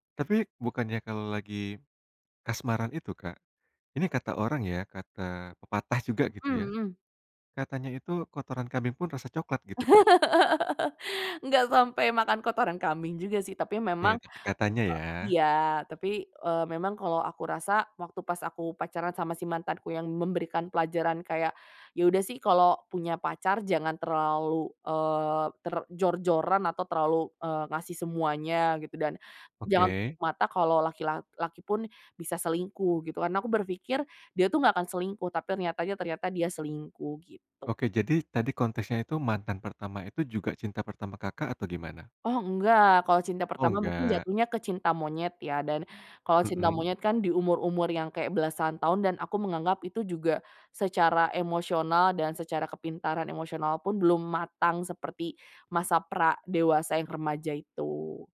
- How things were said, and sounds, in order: laugh
- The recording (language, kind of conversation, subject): Indonesian, podcast, Bagaimana kamu mengubah pengalaman pribadi menjadi cerita yang menarik?